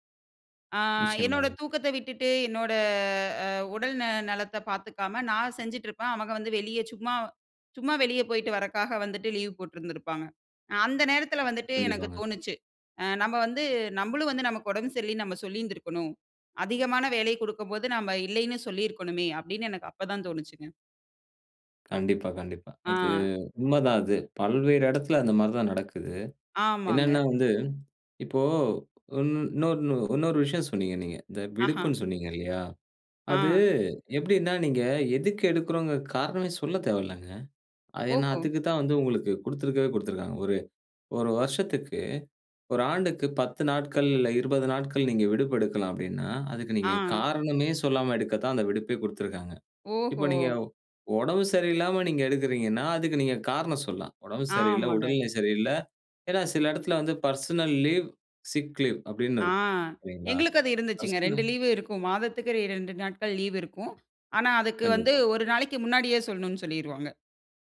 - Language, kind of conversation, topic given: Tamil, podcast, ‘இல்லை’ சொல்ல சிரமமா? அதை எப்படி கற்றுக் கொண்டாய்?
- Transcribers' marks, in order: drawn out: "என்னோட"; in English: "பெர்சனல்"; in English: "சிக்"; in English: "பெர்சனல்"